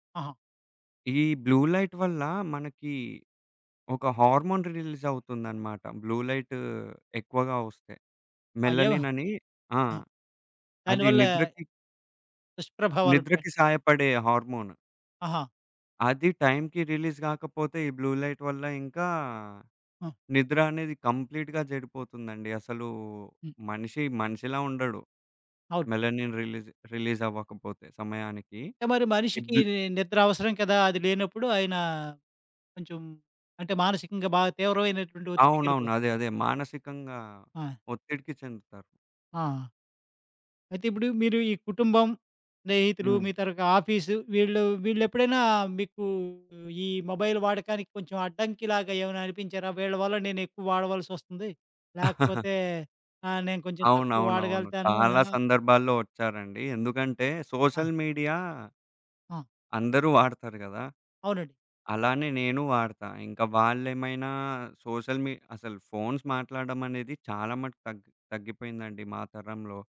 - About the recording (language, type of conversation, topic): Telugu, podcast, దృష్టి నిలబెట్టుకోవడానికి మీరు మీ ఫోన్ వినియోగాన్ని ఎలా నియంత్రిస్తారు?
- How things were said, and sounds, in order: in English: "బ్లూ లైట్"; in English: "హార్మోన్ రిలీజ్"; in English: "మెలనిన్"; in English: "హార్మోన్"; in English: "రిలీజ్"; in English: "బ్లూ లైట్"; in English: "కంప్లీట్‌గా"; in English: "మెలనిన్ రిలీజ్ రిలీజ్"; tapping; in English: "మొబైల్"; giggle; in English: "సోషల్ మీడియా"; in English: "సోషల్"; in English: "ఫోన్స్"